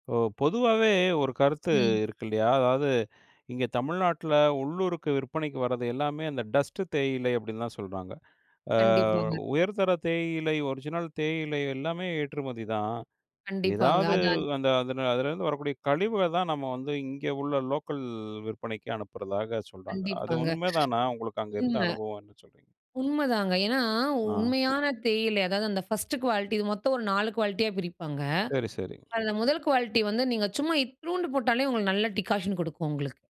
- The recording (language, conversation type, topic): Tamil, podcast, பழைய நினைவுகளை எழுப்பும் இடம் பற்றி பேசலாமா?
- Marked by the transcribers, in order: in English: "டஸ்ட்டு"; in English: "ஒரிஜினல்"; other noise; tapping; in English: "ஃபர்ஸ்ட்டு குவாலிட்டி"; in English: "குவாலிட்டியா"; in English: "குவாலிட்டியா"